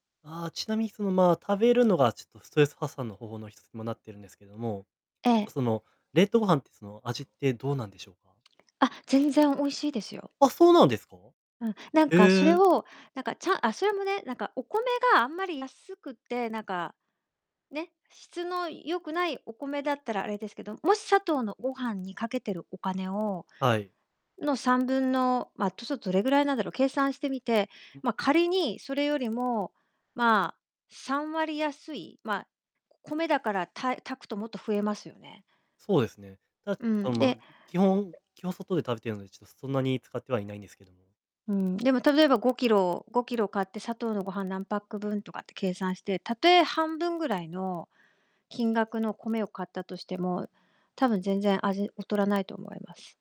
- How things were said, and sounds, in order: distorted speech; mechanical hum; other background noise; tapping
- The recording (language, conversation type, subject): Japanese, advice, 食費を抑えつつ、健康的に食べるにはどうすればよいですか？